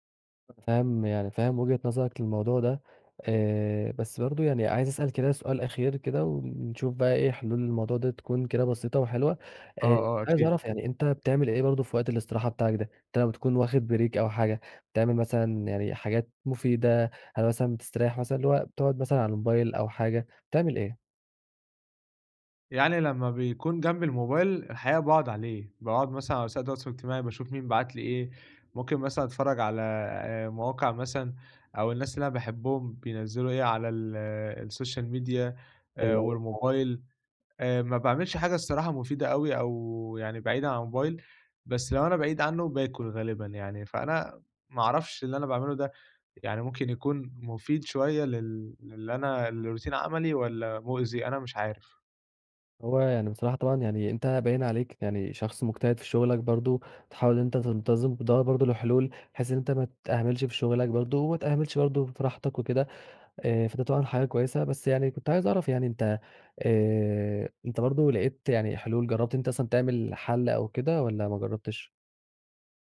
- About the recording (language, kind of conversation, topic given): Arabic, advice, إزاي أوازن بين فترات الشغل المكثّف والاستراحات اللي بتجدّد طاقتي طول اليوم؟
- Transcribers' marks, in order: in English: "بريك"; in English: "السوشيال ميديا"; unintelligible speech; in English: "لروتين"